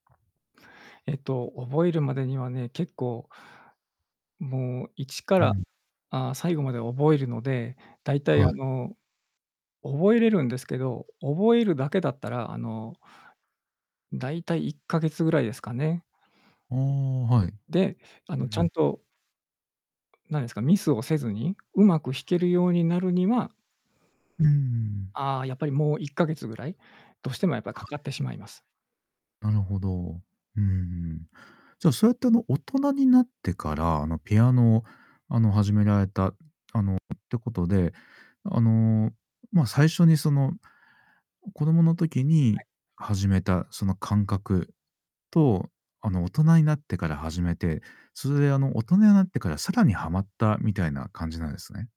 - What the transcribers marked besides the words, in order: distorted speech; other background noise
- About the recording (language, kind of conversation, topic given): Japanese, podcast, 音楽にハマったきっかけは何ですか？